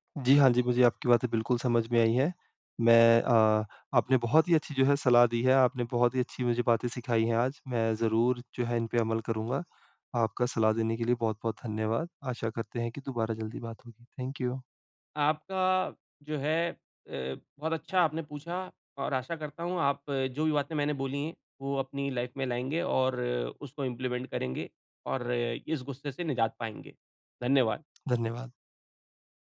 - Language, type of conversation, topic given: Hindi, advice, मैं गुस्से में बार-बार कठोर शब्द क्यों बोल देता/देती हूँ?
- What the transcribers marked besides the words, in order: tapping; in English: "थैंक यू"; in English: "लाइफ़"; in English: "इंप्लीमेंट"